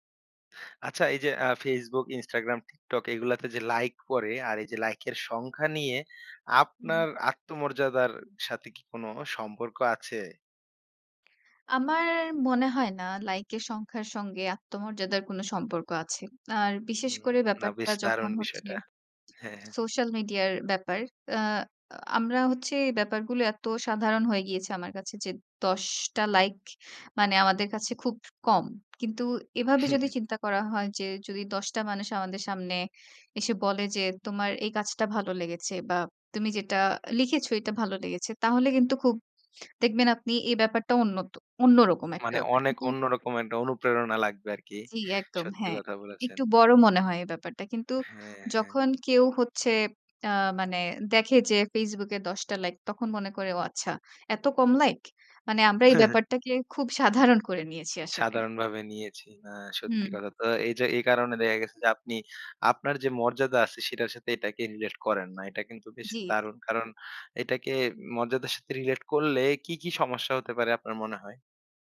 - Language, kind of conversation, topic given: Bengali, podcast, লাইকের সংখ্যা কি তোমার আত্মমর্যাদাকে প্রভাবিত করে?
- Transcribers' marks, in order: none